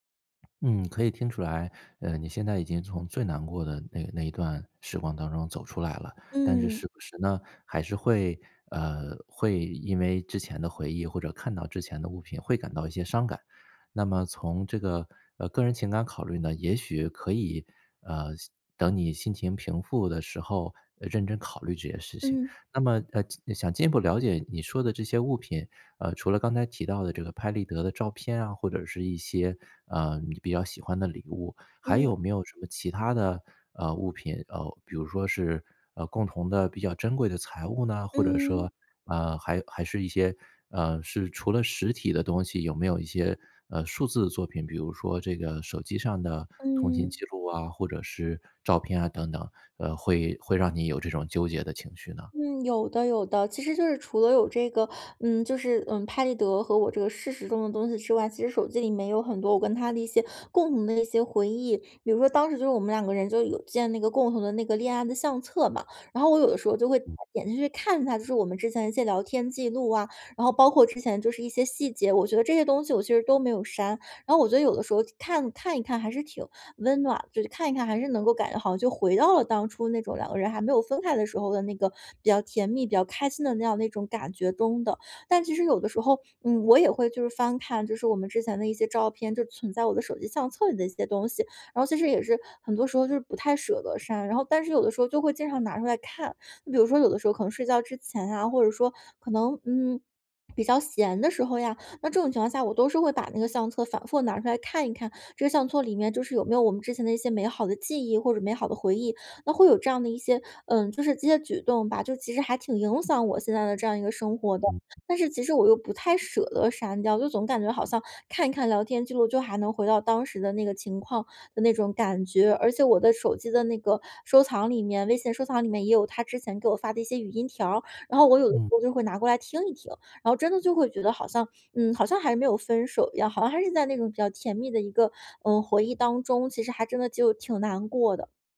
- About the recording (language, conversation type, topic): Chinese, advice, 分手后，我该删除还是保留与前任有关的所有纪念物品？
- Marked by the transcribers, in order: other background noise; swallow; other noise